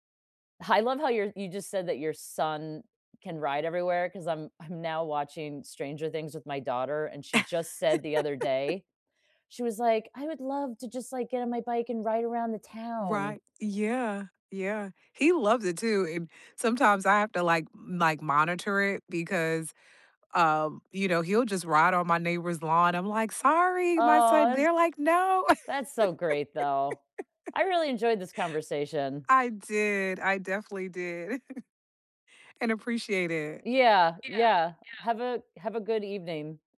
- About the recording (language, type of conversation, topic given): English, unstructured, How do nearby parks, paths, and public spaces help you meet your neighbors and feel more connected?
- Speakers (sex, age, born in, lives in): female, 40-44, United States, United States; female, 40-44, United States, United States
- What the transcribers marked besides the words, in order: laugh; chuckle; chuckle; background speech